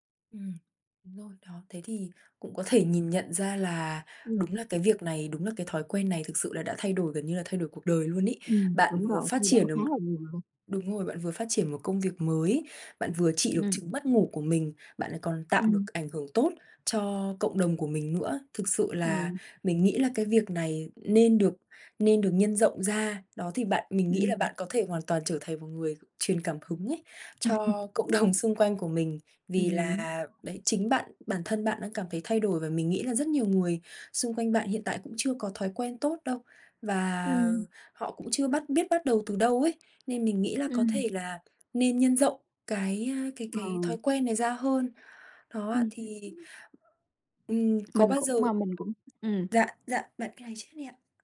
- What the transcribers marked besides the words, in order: other background noise; tapping; chuckle; laughing while speaking: "cộng đồng"
- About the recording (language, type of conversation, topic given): Vietnamese, podcast, Thói quen nhỏ nào đã thay đổi cuộc đời bạn nhiều nhất?
- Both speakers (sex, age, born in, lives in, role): female, 25-29, Vietnam, Vietnam, host; female, 35-39, Vietnam, Vietnam, guest